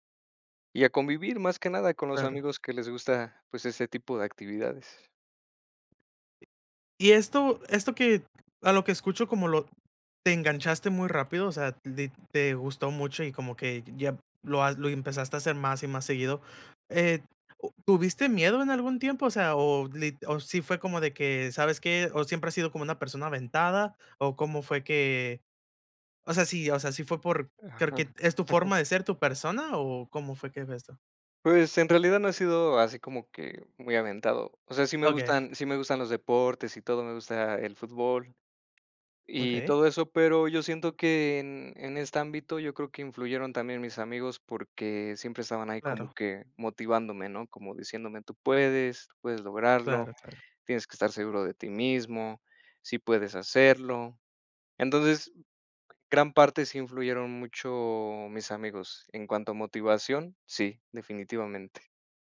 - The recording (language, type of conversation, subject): Spanish, unstructured, ¿Te gusta pasar tiempo al aire libre?
- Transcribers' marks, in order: other background noise; chuckle; tapping